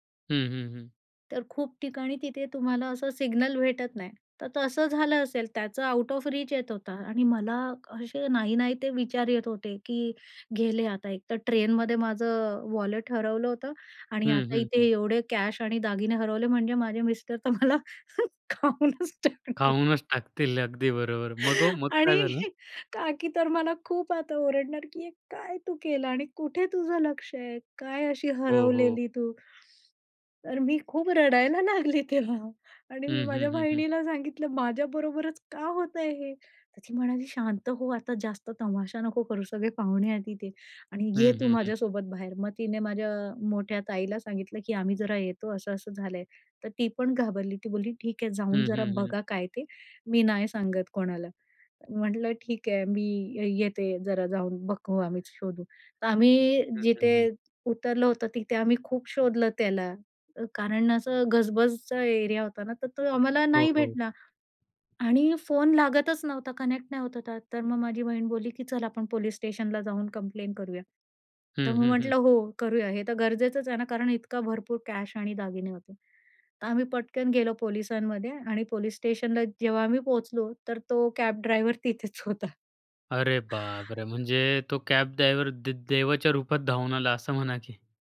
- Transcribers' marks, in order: in English: "आउट ऑफ रीच"; in English: "वॉलेट"; in English: "कॅश"; laughing while speaking: "मला खाऊनच टाकणार"; chuckle; laugh; laughing while speaking: "टाकतील"; chuckle; laughing while speaking: "आणि का की तर मला खूप आता ओरडणार"; laughing while speaking: "लागली तेव्हा आणि मी माझ्या बहिणीला सांगितलं. माझ्याबरोबरच का होतंय हे?"; in English: "कनेक्ट"; in English: "कम्प्लेन्ट"; in English: "कॅश"; laughing while speaking: "तिथेच होता"; chuckle; laughing while speaking: "म्हणा की"
- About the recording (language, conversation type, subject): Marathi, podcast, प्रवासात पैसे किंवा कार्ड हरवल्यास काय करावे?